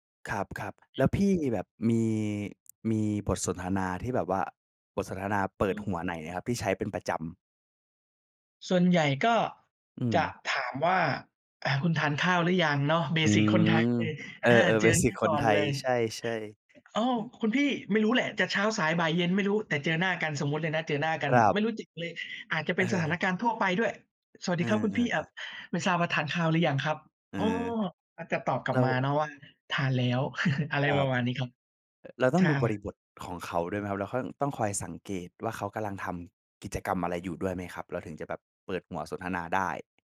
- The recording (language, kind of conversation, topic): Thai, podcast, คุณมีเทคนิคในการเริ่มคุยกับคนแปลกหน้ายังไงบ้าง?
- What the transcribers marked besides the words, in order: laughing while speaking: "เบสิก"; "จัก" said as "จิก"; other background noise; chuckle